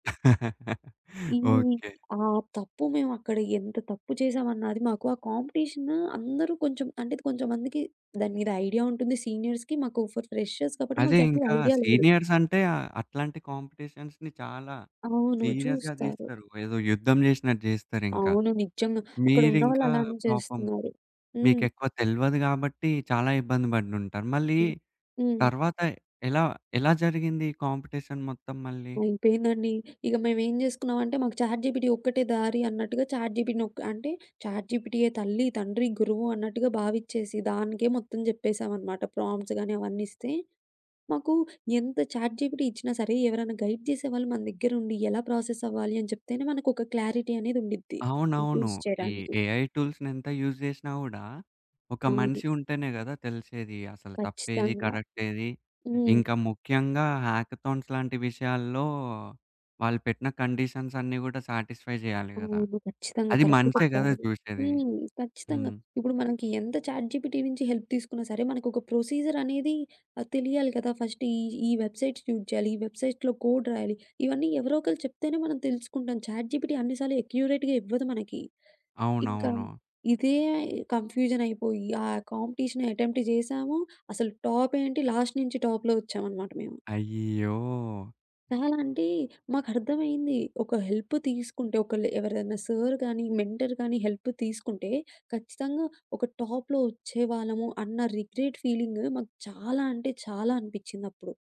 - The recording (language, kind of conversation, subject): Telugu, podcast, గతంలో తీసుకున్న నిర్ణయం తప్పు అని తెలిసిన తర్వాత దాన్ని మీరు ఎలా సరిచేశారు?
- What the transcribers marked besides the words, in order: laugh; in English: "సీనియర్స్‌కి"; in English: "ఫర్ ఫ్రెషర్స్"; in English: "సీనియర్స్"; in English: "కాంపిటీషన్స్‌ని"; in English: "సీరియస్‌గా"; in English: "కాంపిటీషన్"; in English: "చాట్‌జీపిటీ"; in English: "ప్రాంప్ట్స్"; in English: "చాట్‌జీపిటీ"; in English: "గైడ్"; in English: "ప్రాసెస్"; in English: "క్లారిటీ"; in English: "యూజ్"; in English: "ఏఐ టూల్స్‌ని"; in English: "యూజ్"; in English: "హ్యాకథాన్స్"; in English: "కండిషన్స్"; in English: "సాటిస్ఫై"; in English: "కరెక్ట్"; other background noise; in English: "చాట్‌జీపిటీ"; in English: "హెల్ప్"; in English: "ప్రొసీజర్"; in English: "ఫస్ట్"; in English: "వెబ్‌సైట్ యూజ్"; in English: "వెబ్‌సైట్‌లో కోడ్"; in English: "చాట్‌జీపిటీ"; in English: "ఎక్యురేట్‌గా"; in English: "కన్ఫ్యూజన్"; in English: "కాంపిటీషన్ అటెంప్ట్"; in English: "టాప్"; in English: "లాస్ట్"; in English: "టాప్‌లో"; drawn out: "అయ్యో!"; in English: "హెల్ప్"; in English: "మెంటర్"; in English: "హెల్ప్"; in English: "టాప్‌లో"; in English: "రిగ్రెట్ ఫీలింగ్"